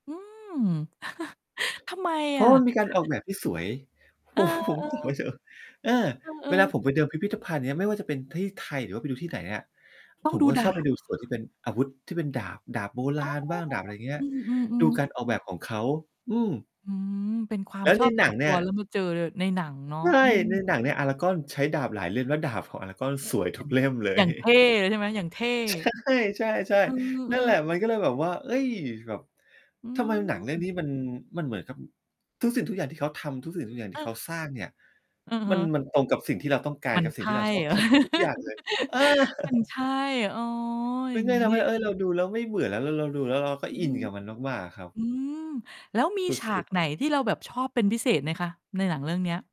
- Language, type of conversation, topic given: Thai, podcast, คุณช่วยเล่าเกี่ยวกับภาพยนตร์เรื่องโปรดของคุณให้ฟังหน่อยได้ไหม?
- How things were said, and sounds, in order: chuckle; other background noise; laughing while speaking: "ผมว่าผม ผมไปเจอ"; distorted speech; chuckle; laughing while speaking: "ใช่"; chuckle